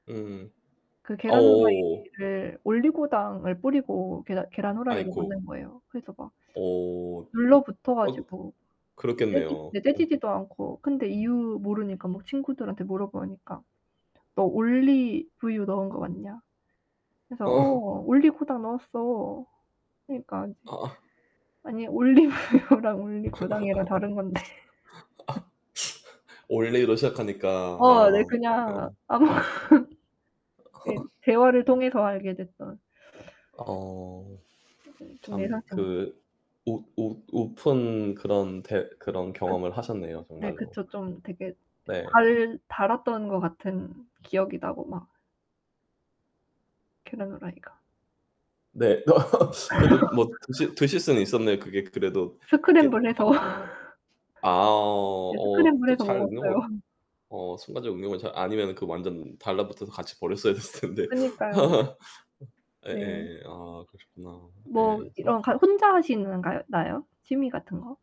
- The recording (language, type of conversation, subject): Korean, unstructured, 취미 활동을 하다가 예상치 못하게 느낀 가장 큰 즐거움은 무엇인가요?
- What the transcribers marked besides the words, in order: static; distorted speech; background speech; other background noise; laughing while speaking: "어"; laughing while speaking: "올리브유랑"; tapping; laugh; laughing while speaking: "건데"; laugh; laughing while speaking: "아무"; laugh; laugh; laugh; laughing while speaking: "먹었어요"; laughing while speaking: "됐을텐데"; laugh